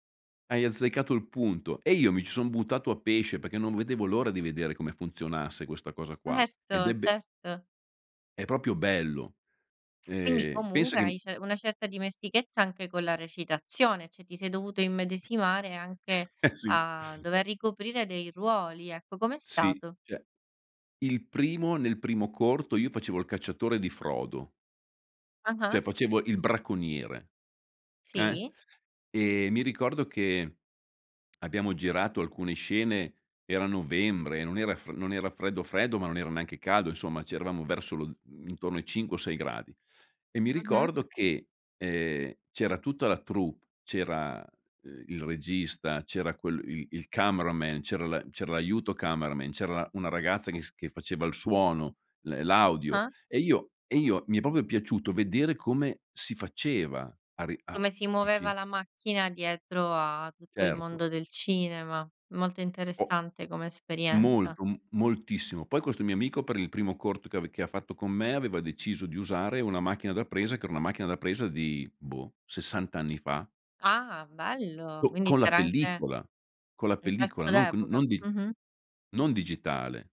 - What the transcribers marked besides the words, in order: "perché" said as "peché"; "proprio" said as "popio"; "cioè" said as "ceh"; other background noise; laughing while speaking: "Eh, sì"; tapping; "cioè" said as "ceh"; "cioè" said as "ceh"; "cioè" said as "ceh"; "proprio" said as "popio"; "capisci" said as "capici"
- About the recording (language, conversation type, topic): Italian, podcast, Qual è un hobby che ti appassiona e perché?